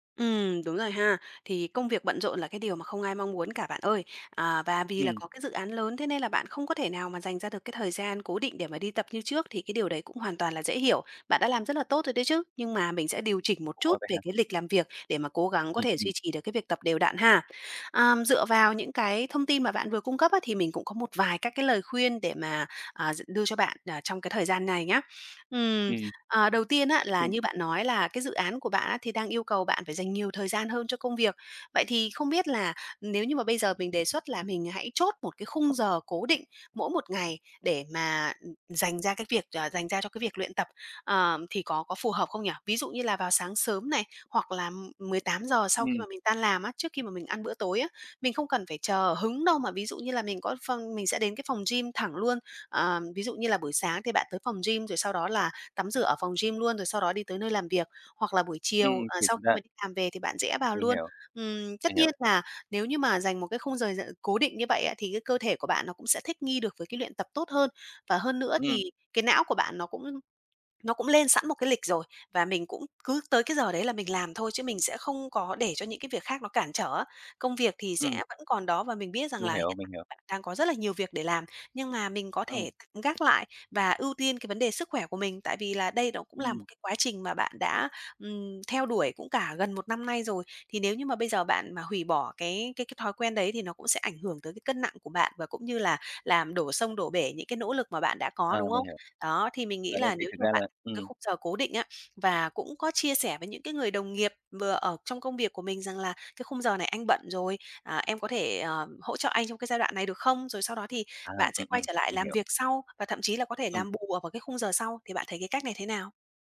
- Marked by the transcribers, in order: unintelligible speech; tapping; other background noise
- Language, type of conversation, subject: Vietnamese, advice, Làm thế nào để duy trì thói quen tập luyện đều đặn?